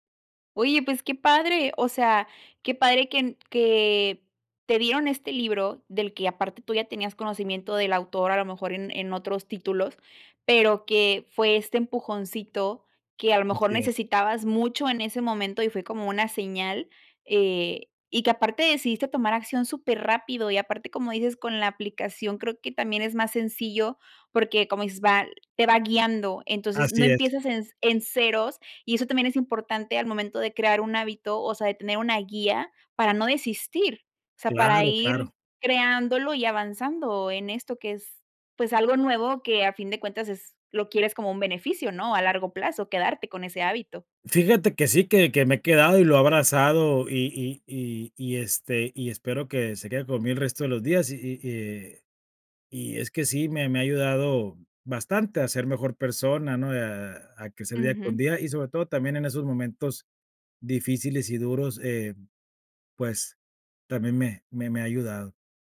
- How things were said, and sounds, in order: none
- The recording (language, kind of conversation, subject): Spanish, podcast, ¿Qué hábitos te ayudan a mantenerte firme en tiempos difíciles?